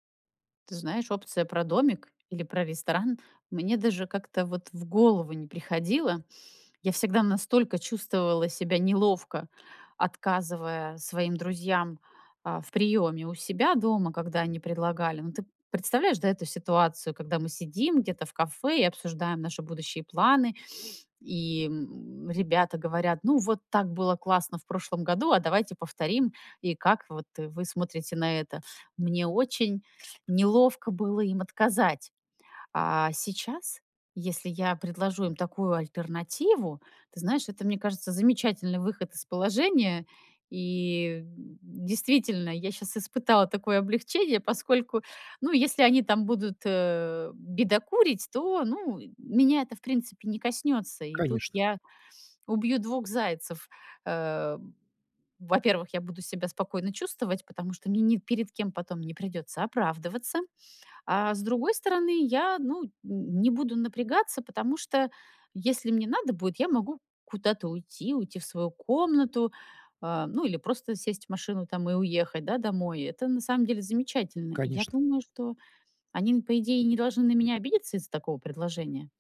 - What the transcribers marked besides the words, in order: sniff
- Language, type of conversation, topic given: Russian, advice, Как справиться со стрессом и тревогой на праздниках с друзьями?